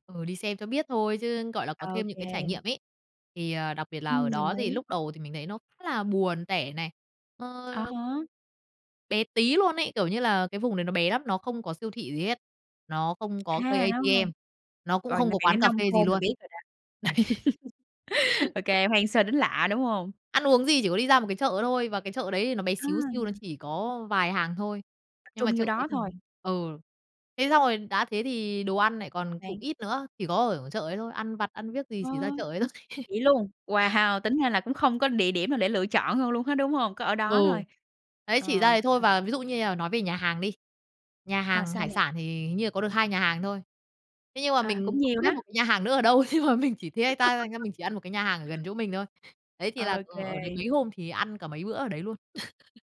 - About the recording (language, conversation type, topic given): Vietnamese, podcast, Bạn có thể kể về một lần thiên nhiên giúp bạn bình tĩnh lại không?
- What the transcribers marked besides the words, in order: tapping; in English: "A-T-M"; laughing while speaking: "Đấy"; laugh; laughing while speaking: "thôi"; laugh; other background noise; laughing while speaking: "nhưng mà mình"; unintelligible speech; laugh; laugh